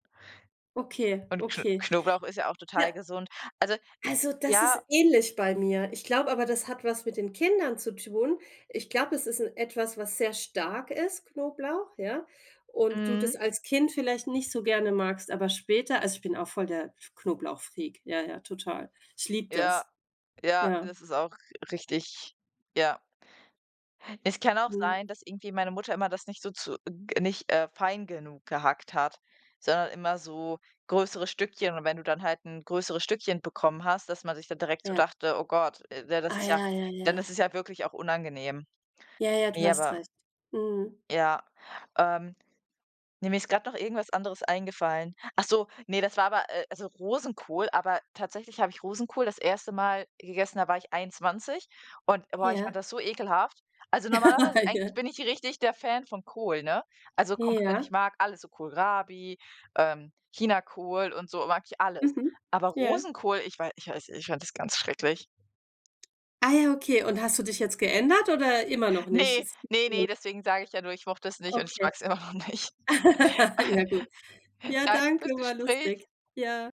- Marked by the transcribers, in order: tapping; other background noise; chuckle; unintelligible speech; laugh; laughing while speaking: "immer noch nicht"; laugh
- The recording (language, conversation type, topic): German, unstructured, Gibt es ein Essen, das du mit einem besonderen Moment verbindest?